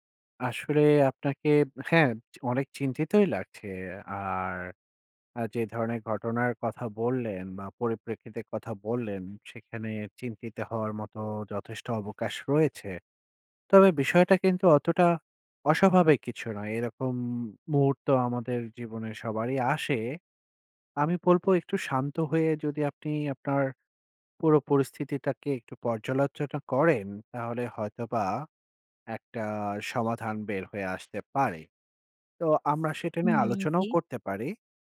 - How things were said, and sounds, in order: none
- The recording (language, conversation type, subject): Bengali, advice, ঘুমের অনিয়ম: রাতে জেগে থাকা, সকালে উঠতে না পারা